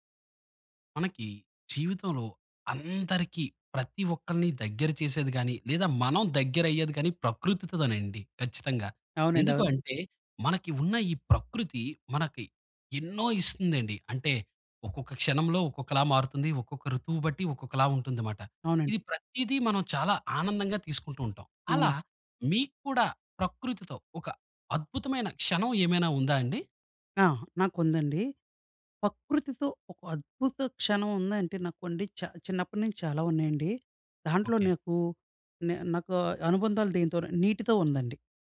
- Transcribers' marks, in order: "ప్రకృతితోనండి" said as "ప్రకృతితోదనండి"; "ప్రకృతితో" said as "పకృతితో"
- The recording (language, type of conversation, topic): Telugu, podcast, ప్రకృతిలో మీరు అనుభవించిన అద్భుతమైన క్షణం ఏమిటి?